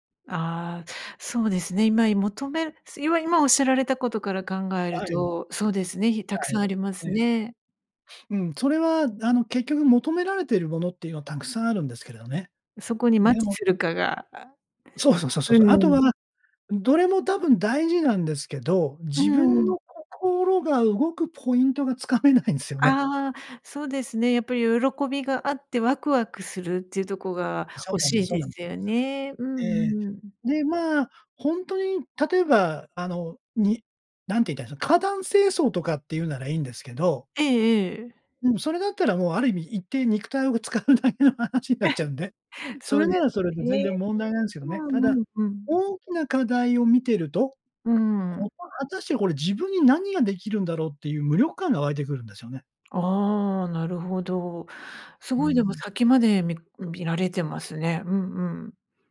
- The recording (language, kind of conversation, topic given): Japanese, advice, 社会貢献をしたいのですが、何から始めればよいのでしょうか？
- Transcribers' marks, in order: other noise; anticipating: "そう そう そう そう そう"; laughing while speaking: "つかめないんすよね"; other background noise; laughing while speaking: "使うだけの話になっちゃうんで"; laugh